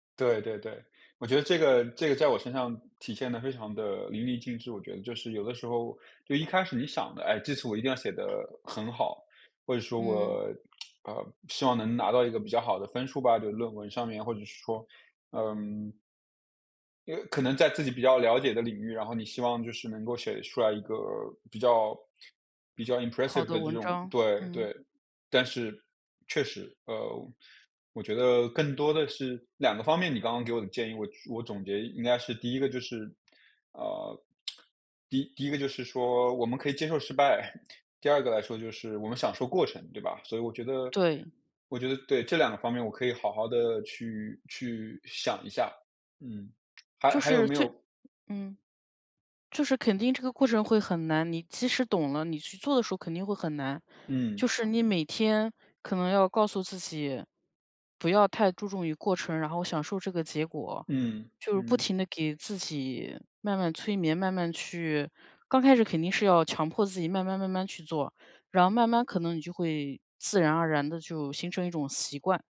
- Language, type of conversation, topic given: Chinese, advice, 我怎样放下完美主义，让作品开始顺畅推进而不再卡住？
- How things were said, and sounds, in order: tsk; in English: "impressive"; tsk; chuckle; other background noise